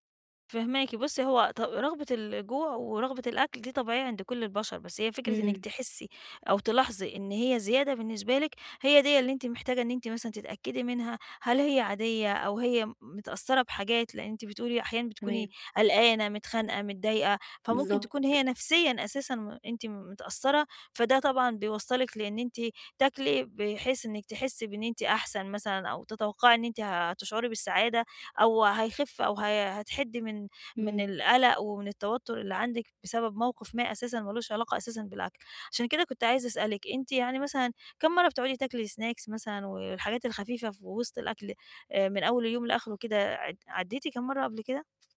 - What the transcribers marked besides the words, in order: tapping; in English: "سناكس"; other background noise
- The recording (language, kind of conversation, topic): Arabic, advice, إزاي أفرّق بين الجوع الحقيقي والجوع العاطفي لما تيجيلي رغبة في التسالي؟